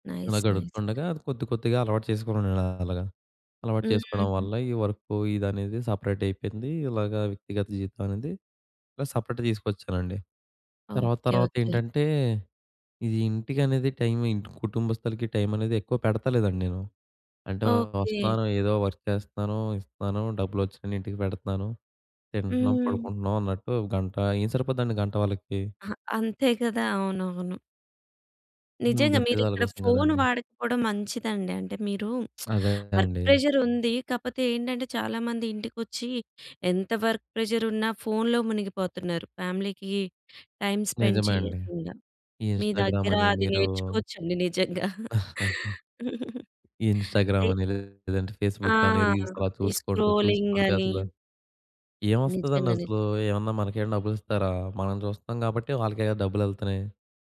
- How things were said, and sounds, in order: in English: "నైస్. నైస్"; other background noise; in English: "వర్క్"; in English: "సపరేట్"; in English: "వర్క్"; lip smack; in English: "వర్క్"; in English: "వర్క్"; in English: "ఫ్యామిలీకి టైమ్ స్పెండ్"; chuckle; laugh; in English: "రీల్స్"
- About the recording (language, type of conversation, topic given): Telugu, podcast, పని మరియు కుటుంబంతో గడిపే సమయాన్ని మీరు ఎలా సమతుల్యం చేస్తారు?